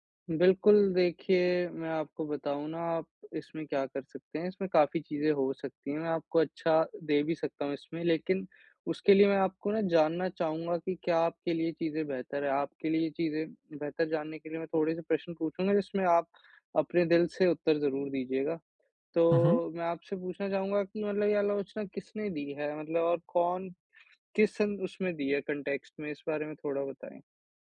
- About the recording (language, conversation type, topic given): Hindi, advice, आलोचना से सीखने और अपनी कमियों में सुधार करने का तरीका क्या है?
- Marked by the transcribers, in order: in English: "कॉन्टेक्स्ट"